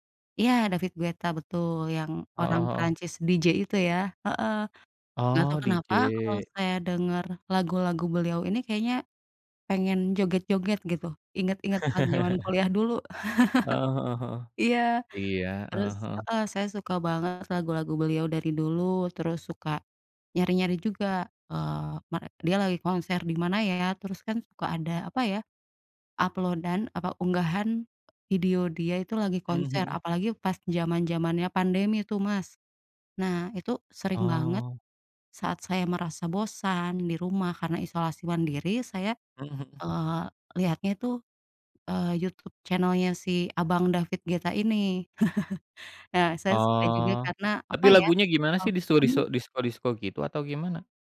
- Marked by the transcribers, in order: in English: "David Guetta"; chuckle; chuckle; in English: "upload-an"; tapping; chuckle
- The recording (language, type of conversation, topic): Indonesian, unstructured, Penyanyi atau band siapa yang selalu membuatmu bersemangat?